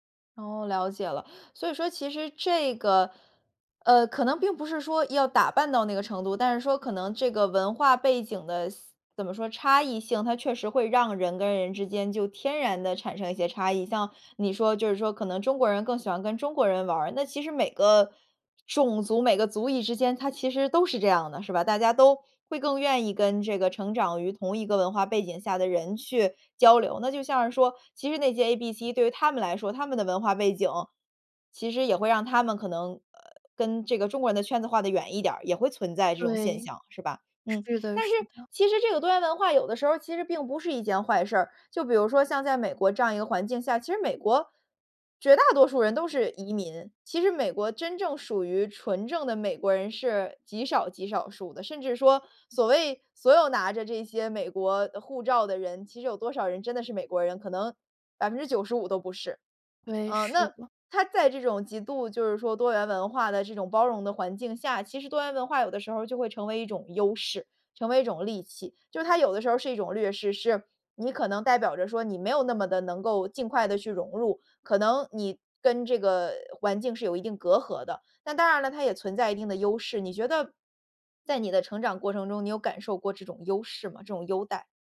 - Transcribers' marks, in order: "劣" said as "略"
- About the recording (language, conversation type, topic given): Chinese, podcast, 你能分享一下你的多元文化成长经历吗？